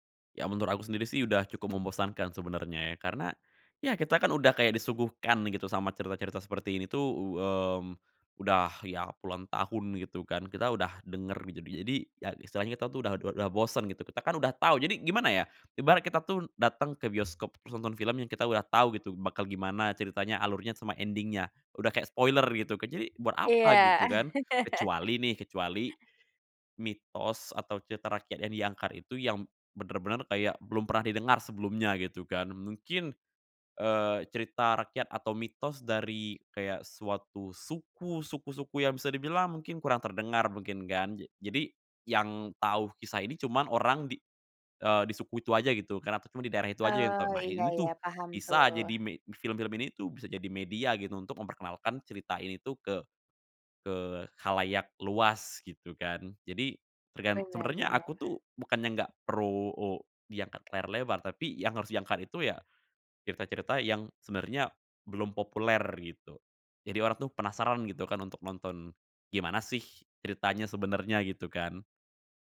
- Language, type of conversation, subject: Indonesian, podcast, Apa pendapatmu tentang adaptasi mitos atau cerita rakyat menjadi film?
- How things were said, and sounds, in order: in English: "ending-nya"; chuckle; in English: "spoiler"